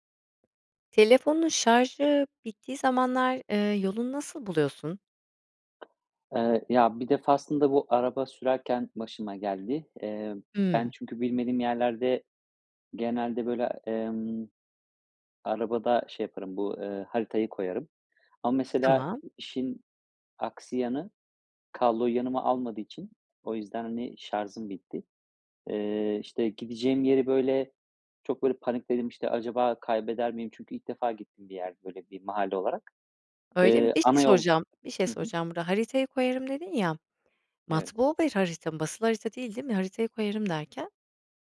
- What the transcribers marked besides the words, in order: tapping; other noise; "şarjım" said as "şarzım"; other background noise
- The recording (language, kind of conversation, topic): Turkish, podcast, Telefonunun şarjı bittiğinde yolunu nasıl buldun?